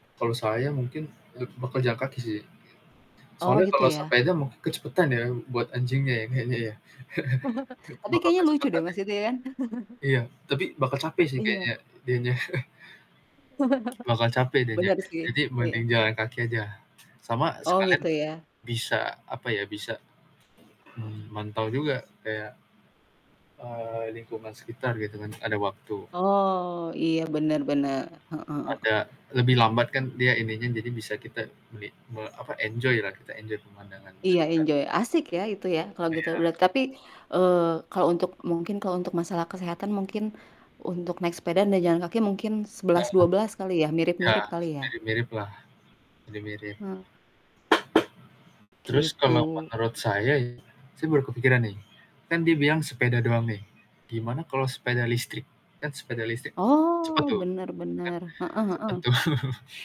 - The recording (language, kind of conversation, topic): Indonesian, unstructured, Apa yang membuat Anda lebih memilih bersepeda daripada berjalan kaki?
- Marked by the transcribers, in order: static; chuckle; distorted speech; chuckle; tapping; chuckle; other background noise; in English: "enjoy-lah"; in English: "enjoy"; in English: "enjoy"; laughing while speaking: "tuh"